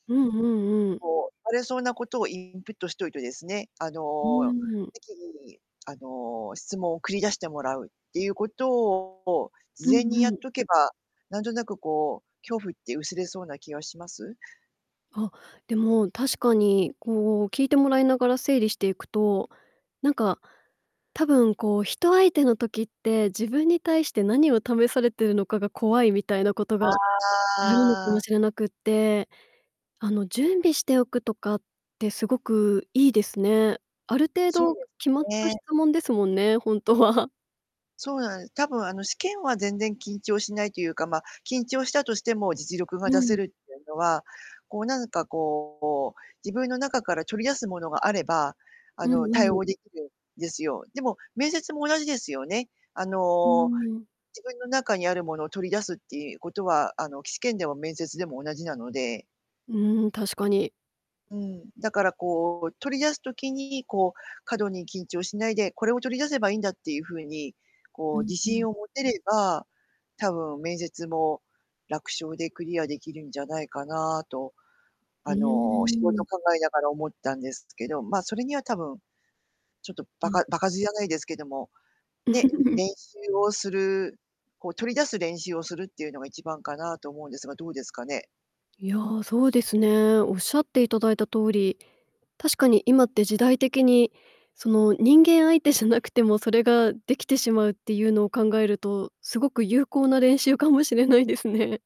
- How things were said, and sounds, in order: distorted speech; laughing while speaking: "ほんとは"; chuckle; tapping; laughing while speaking: "かもしれないですね"
- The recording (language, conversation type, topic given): Japanese, advice, 面接や試験で失敗する恐怖